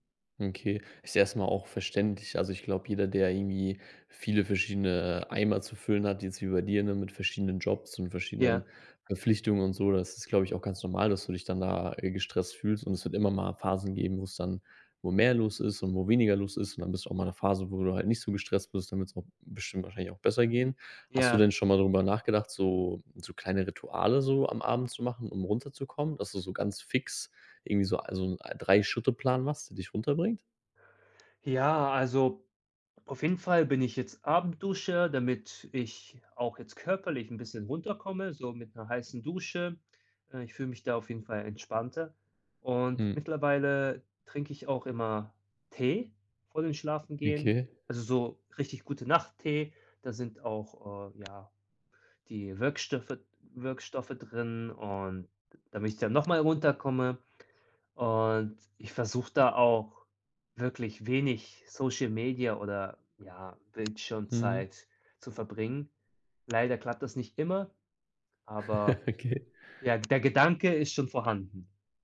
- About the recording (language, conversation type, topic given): German, advice, Warum gehst du abends nicht regelmäßig früher schlafen?
- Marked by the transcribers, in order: other background noise; chuckle